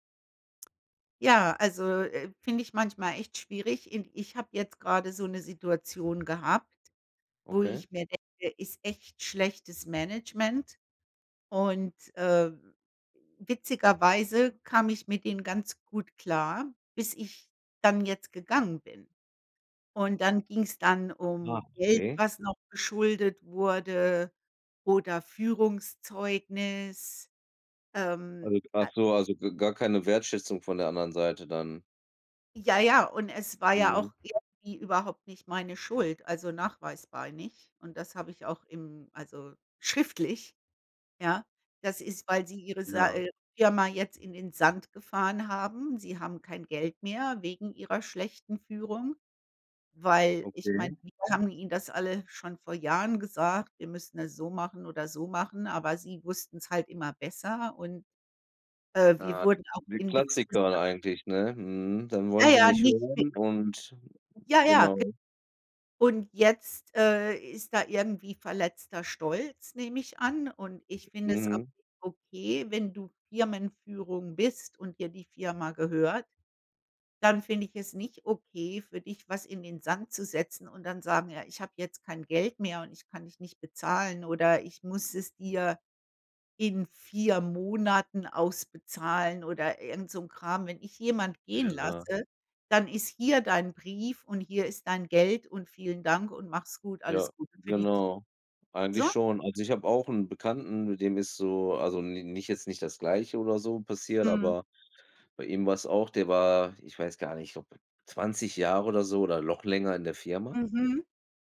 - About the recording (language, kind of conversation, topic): German, unstructured, Wie gehst du mit schlechtem Management um?
- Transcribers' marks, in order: other noise